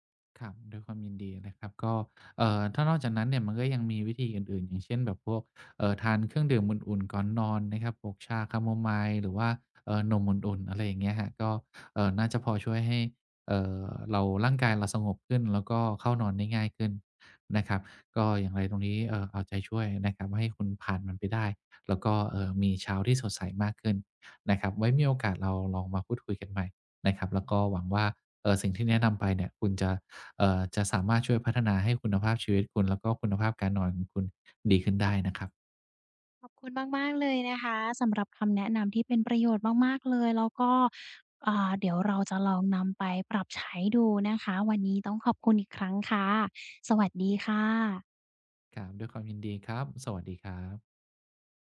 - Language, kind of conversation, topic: Thai, advice, ตื่นนอนด้วยพลังมากขึ้นได้อย่างไร?
- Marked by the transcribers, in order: other background noise